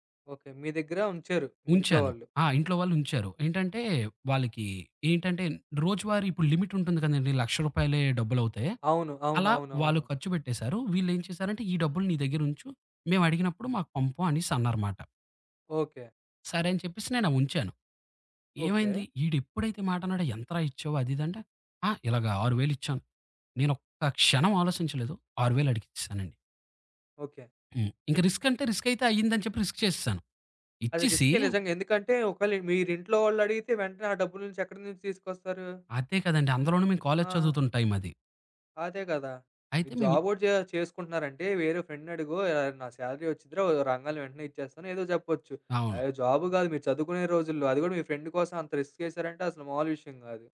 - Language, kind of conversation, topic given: Telugu, podcast, ఒక రిస్క్ తీసుకుని అనూహ్యంగా మంచి ఫలితం వచ్చిన అనుభవం ఏది?
- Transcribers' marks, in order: in English: "రిస్క్"; in English: "ఫ్రెండ్‌ని"; in English: "సాలరీ"; in English: "ఫ్రెండ్"; in English: "రిస్క్"